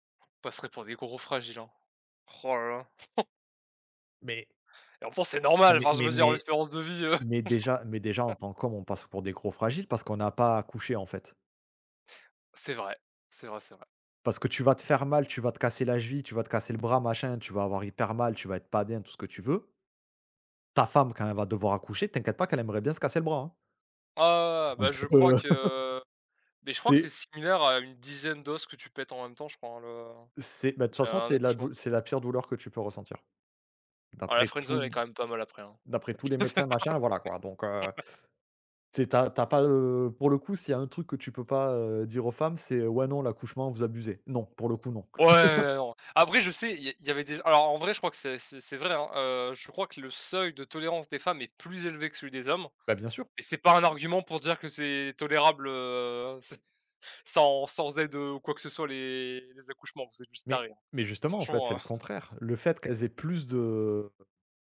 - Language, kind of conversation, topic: French, unstructured, Qu’est-ce qui te choque dans certaines pratiques médicales du passé ?
- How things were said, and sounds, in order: chuckle; anticipating: "c'est normal, enfin je veux dire, l'espérance de vie, heu"; laugh; unintelligible speech; laugh; laughing while speaking: "c'est ça"; unintelligible speech; laugh; stressed: "Ouais"; laugh; chuckle; chuckle